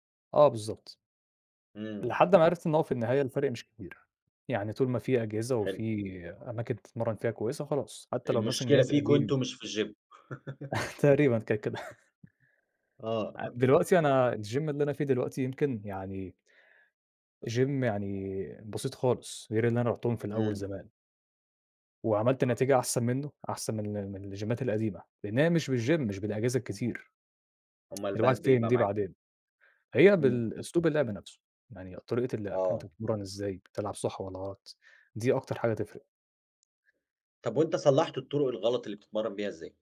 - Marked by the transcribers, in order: other background noise; in English: "الgym"; chuckle; laughing while speaking: "تقريبًا كانت كده"; chuckle; in English: "الgym"; in English: "gym"; in English: "الجيمّات"; in English: "بالgym"; tapping
- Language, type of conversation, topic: Arabic, podcast, إيه النصايح اللي تنصح بيها أي حد حابب يبدأ هواية جديدة؟